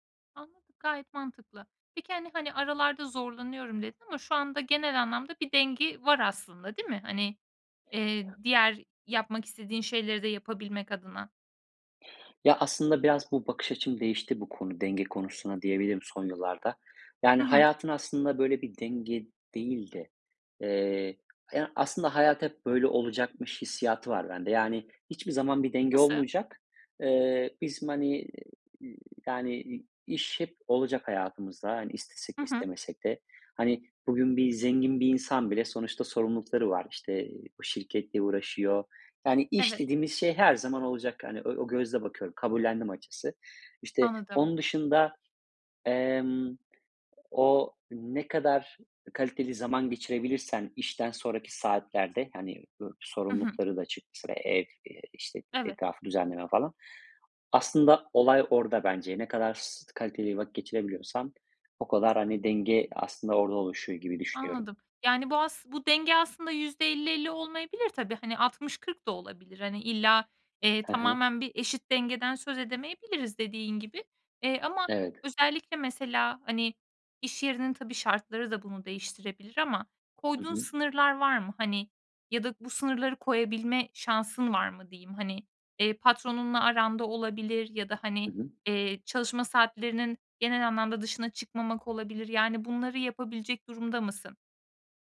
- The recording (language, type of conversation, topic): Turkish, podcast, İş ve özel hayat dengesini nasıl kuruyorsun, tavsiyen nedir?
- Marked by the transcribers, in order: other background noise; unintelligible speech